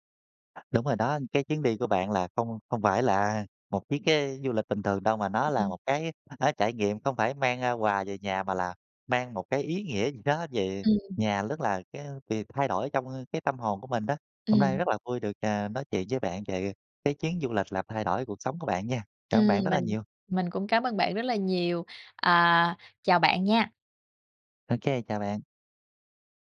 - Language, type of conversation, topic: Vietnamese, podcast, Bạn có thể kể về một chuyến đi đã khiến bạn thay đổi rõ rệt nhất không?
- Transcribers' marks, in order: other background noise; unintelligible speech; "nhất" said as "lất"; tapping